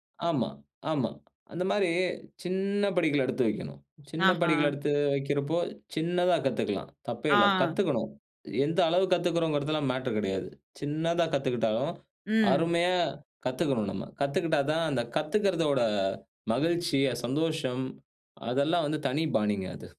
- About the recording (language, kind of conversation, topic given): Tamil, podcast, உங்களுக்குப் பிடித்த ஒரு கலைஞர் உங்களை எப்படித் தூண்டுகிறார்?
- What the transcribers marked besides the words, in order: in English: "மேட்டர்"